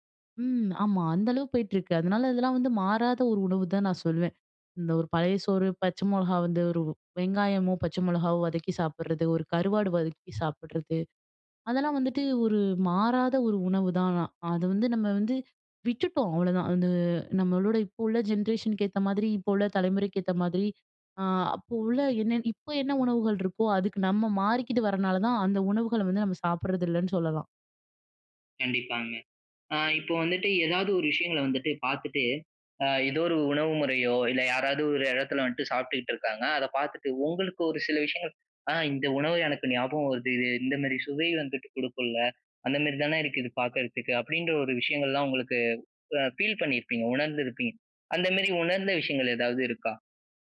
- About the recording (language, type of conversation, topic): Tamil, podcast, உங்கள் ஊரில் உங்களால் மறக்க முடியாத உள்ளூர் உணவு அனுபவம் எது?
- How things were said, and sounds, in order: in English: "ஜென்ரேஷனுக்கு"; in English: "ஃபீல்"